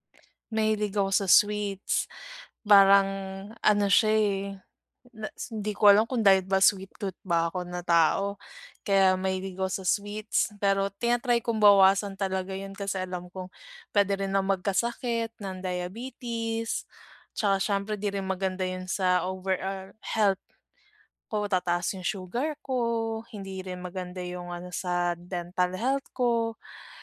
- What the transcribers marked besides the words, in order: "overall" said as "overar"
- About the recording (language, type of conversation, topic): Filipino, advice, Bakit hindi bumababa ang timbang ko kahit sinusubukan kong kumain nang masustansiya?